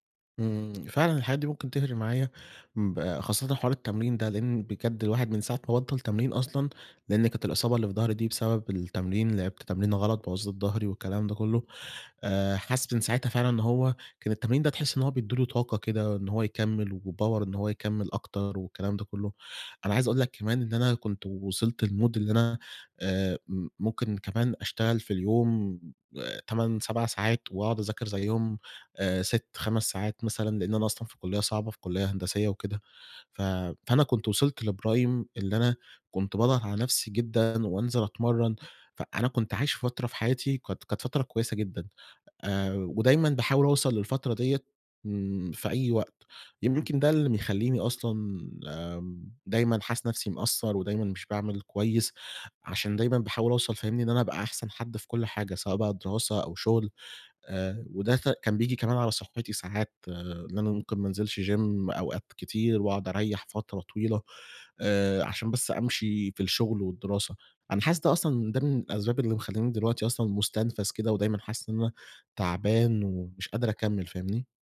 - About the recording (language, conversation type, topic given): Arabic, advice, إزاي أعبّر عن إحساسي بالتعب واستنزاف الإرادة وعدم قدرتي إني أكمل؟
- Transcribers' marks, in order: in English: "وpower"; in English: "لمود"; in English: "لprime"; unintelligible speech; in English: "gym"